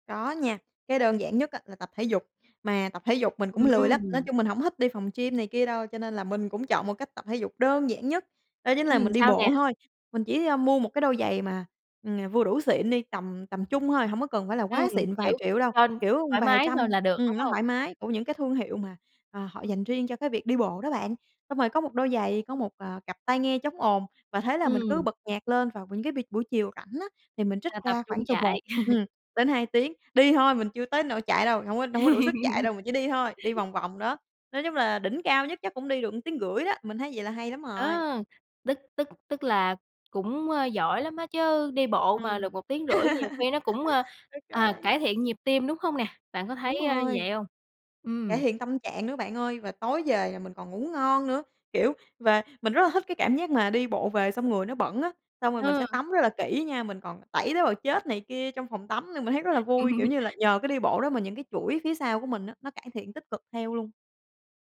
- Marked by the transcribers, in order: other background noise; tapping; laugh; laugh; laugh; laughing while speaking: "Ô kê"; laugh
- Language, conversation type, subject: Vietnamese, podcast, Bạn có lời khuyên nào để sống bền vững hơn mỗi ngày không?